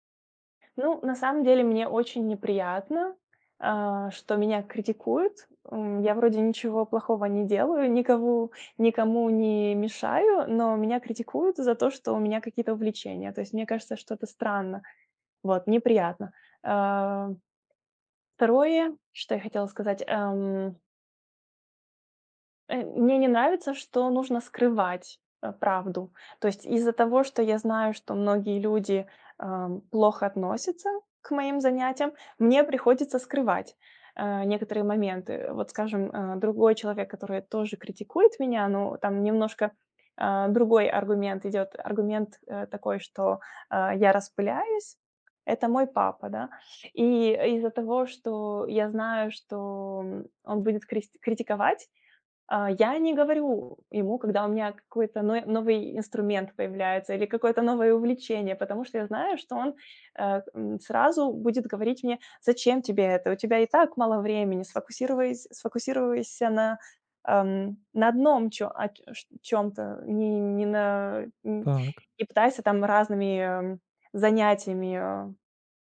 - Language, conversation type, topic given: Russian, advice, Как вы справляетесь со страхом критики вашего творчества или хобби?
- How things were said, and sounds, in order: tapping; other background noise